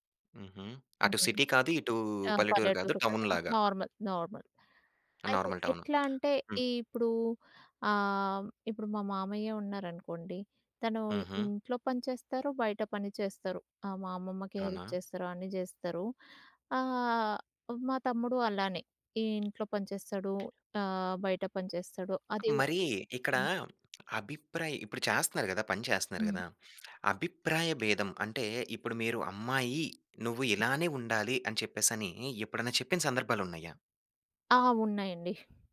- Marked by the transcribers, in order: in English: "సిటీ"; other noise; in English: "నార్మల్. నార్మల్"; in English: "టౌన్‌లాగా"; tapping; in English: "నార్మల్"; in English: "హెల్ప్"; lip smack; lip smack
- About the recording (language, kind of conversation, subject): Telugu, podcast, అమ్మాయిలు, అబ్బాయిల పాత్రలపై వివిధ తరాల అభిప్రాయాలు ఎంతవరకు మారాయి?